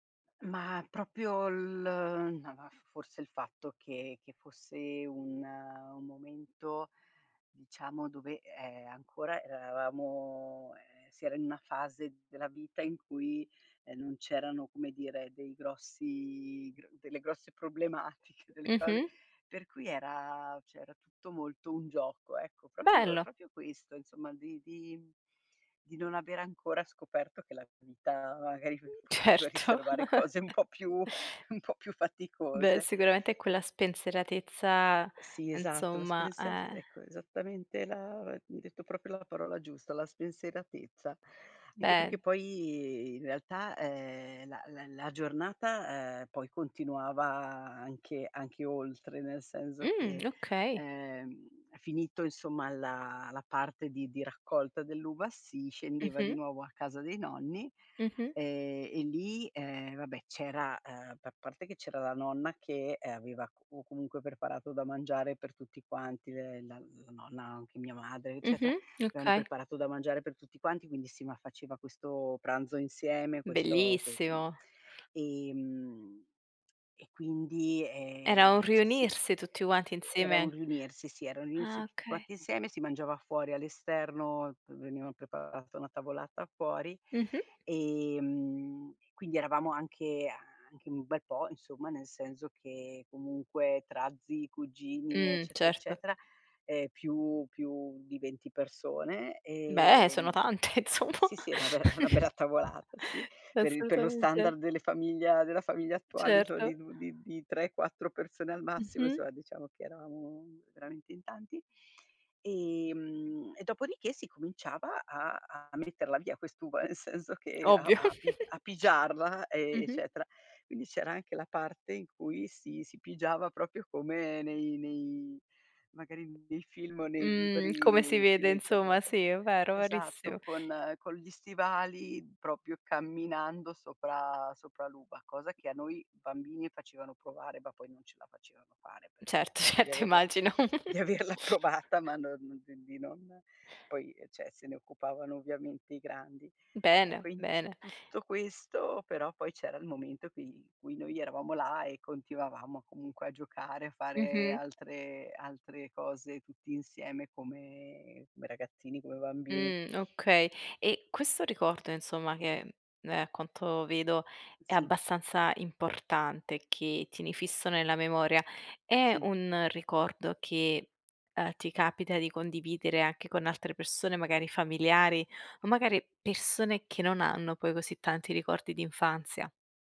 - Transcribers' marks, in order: "proprio" said as "propio"; laughing while speaking: "problematiche"; other background noise; "cioè" said as "ceh"; "Proprio-" said as "propio"; "proprio" said as "propio"; laughing while speaking: "Certo"; laughing while speaking: "cose un po' più"; chuckle; "insomma" said as "nzomma"; unintelligible speech; tapping; "cioè" said as "ceh"; laughing while speaking: "be è una bella"; laughing while speaking: "tante insomma"; chuckle; laughing while speaking: "nel senso che"; giggle; laughing while speaking: "certo immagino"; laughing while speaking: "di averla provata"; giggle; "cioè" said as "ceh"; "cioè" said as "ceh"; other noise
- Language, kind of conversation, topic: Italian, podcast, Qual è il ricordo d'infanzia che più ti emoziona?